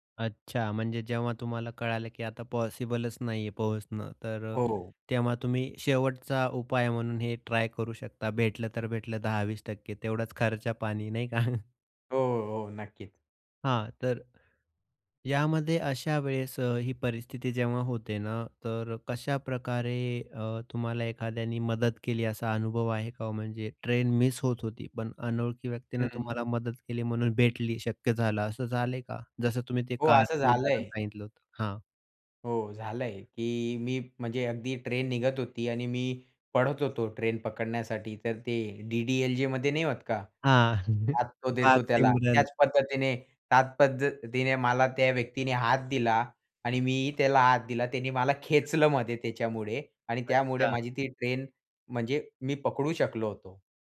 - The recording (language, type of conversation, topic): Marathi, podcast, तुम्ही कधी फ्लाइट किंवा ट्रेन चुकवली आहे का, आणि तो अनुभव सांगू शकाल का?
- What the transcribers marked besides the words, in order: other background noise; laughing while speaking: "नाही का?"; chuckle; laugh; in Hindi: "भाग सिमरन"; unintelligible speech